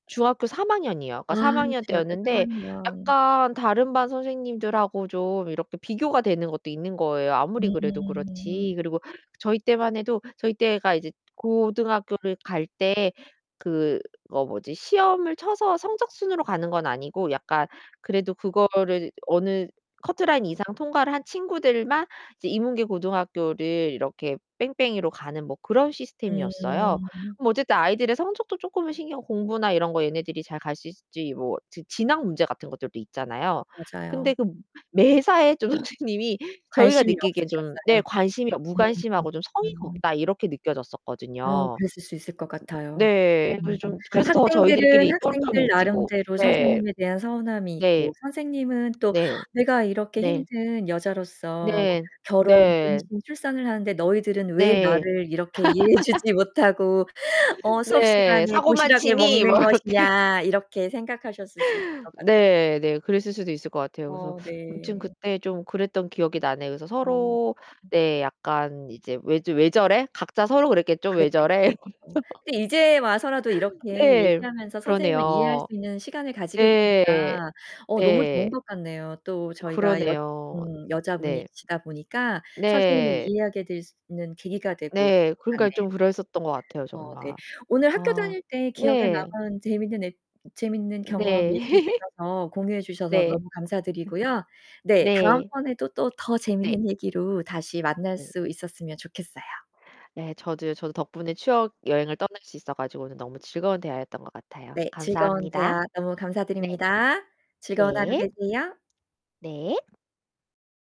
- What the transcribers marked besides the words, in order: distorted speech; other background noise; laughing while speaking: "선생님이"; laugh; laughing while speaking: "이해해 주지 못하고"; laughing while speaking: "뭐 이렇게"; laughing while speaking: "저래?' 뭐 이러면서"; unintelligible speech; laugh
- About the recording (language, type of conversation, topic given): Korean, podcast, 학교에 다닐 때 가장 기억에 남는 경험은 무엇인가요?